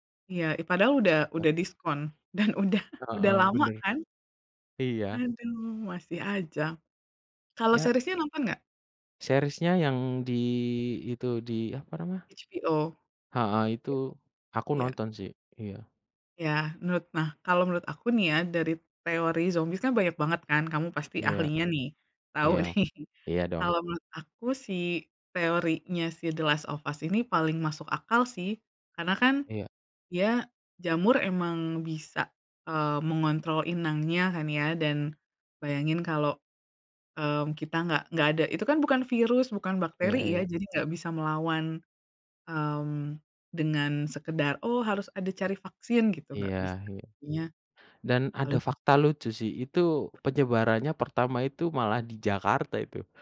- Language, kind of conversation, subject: Indonesian, unstructured, Apa yang Anda cari dalam gim video yang bagus?
- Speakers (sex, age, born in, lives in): female, 35-39, Indonesia, United States; male, 25-29, Indonesia, Indonesia
- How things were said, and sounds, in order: laughing while speaking: "dan udah"; in English: "series-nya"; in English: "Series-nya"; laughing while speaking: "nih"; unintelligible speech